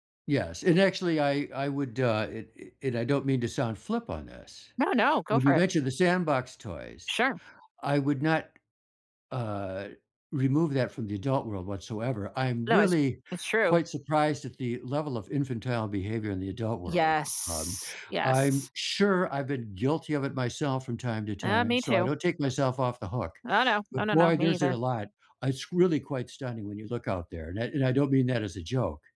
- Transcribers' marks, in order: drawn out: "Yes"
- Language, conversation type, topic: English, unstructured, How can I cope when my beliefs are challenged?
- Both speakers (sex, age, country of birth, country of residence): female, 35-39, United States, United States; male, 75-79, United States, United States